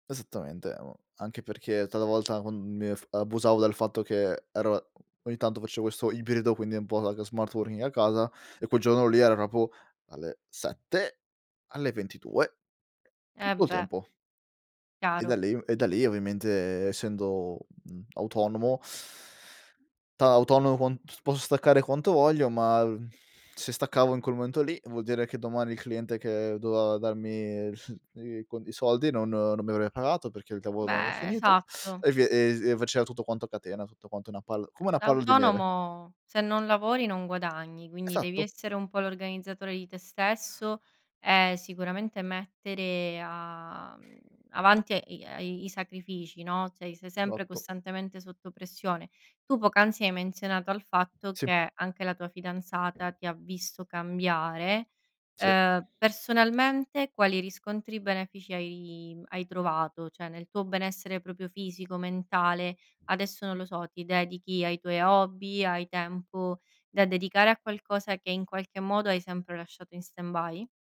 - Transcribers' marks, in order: "talvolta" said as "talavolta"; other background noise; "questo" said as "quesso"; "working" said as "woring"; "giorno" said as "gionno"; "proprio" said as "ropo"; "ventidue" said as "ventitue"; tapping; "ovviamente" said as "ovimente"; teeth sucking; "da" said as "ta"; "posso" said as "poss"; chuckle; "avrebbe" said as "avre"; "lavoro" said as "davoro"; drawn out: "a"; "cioè" said as "cei"; "Esatto" said as "zatto"; "Cioè" said as "ceh"; "proprio" said as "propio"; in English: "stand by?"
- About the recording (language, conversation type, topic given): Italian, podcast, Quanto pesa la stabilità rispetto alla libertà nella vita professionale?